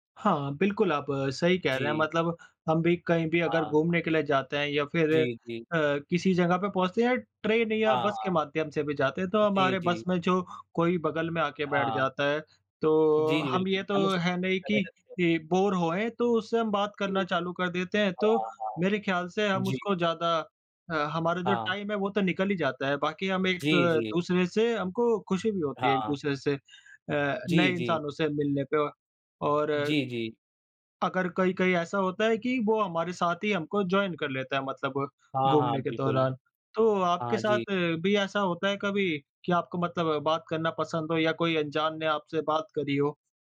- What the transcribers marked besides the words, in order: in English: "टाइम"; in English: "जॉइन"
- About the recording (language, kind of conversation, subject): Hindi, unstructured, यात्रा के दौरान आपका सबसे मजेदार अनुभव क्या रहा है?